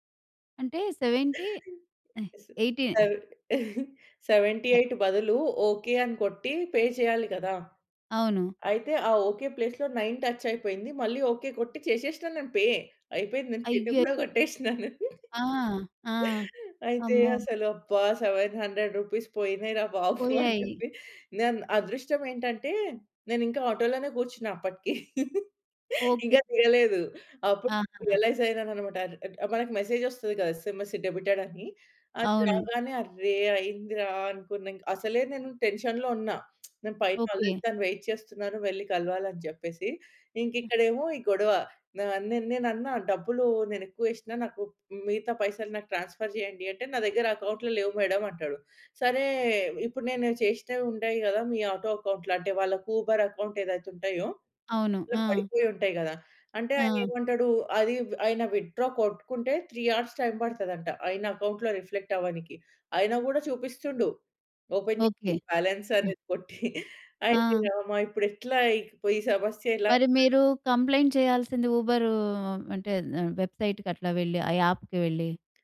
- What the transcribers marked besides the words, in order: chuckle; in English: "సెవె సెవెంటీ ఎయిట్"; chuckle; other noise; in English: "పే"; in English: "ప్లేస్‌లో నైన్ టచ్"; laughing while speaking: "గూడా గొట్టేష్నాను"; in English: "సెవెన్ హండ్రెడ్ రూపీస్"; laughing while speaking: "రా బాబు అని చెప్పి"; laugh; in English: "మెసేజ్"; in English: "ఎస్ఎంఎస్ డెబిటెడ్"; in English: "టెన్షన్‌లో"; lip smack; in English: "ఆల్రెడీ"; in English: "వెయిట్"; in English: "ట్రాన్‌స్‌ఫర్"; in English: "అకౌంట్‌లో"; in English: "మేడమ్"; in English: "ఆటో అకౌంట్‌లో"; in English: "ఊబర్ అకౌంట్"; in English: "విత్‌డ్రా"; in English: "త్రీ హార్స్ టైమ్"; in English: "అకౌంట్‌లో రిఫ్లెక్ట్"; in English: "ఓపెన్"; in English: "బాలన్స్"; laughing while speaking: "కొట్టి"; other background noise; in English: "కంప్లెయింట్"; in English: "వెబ్సైట్‌కి"; in English: "యాప్‌కి"
- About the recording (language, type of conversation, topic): Telugu, podcast, టాక్సీ లేదా ఆటో డ్రైవర్‌తో మీకు ఏమైనా సమస్య ఎదురయ్యిందా?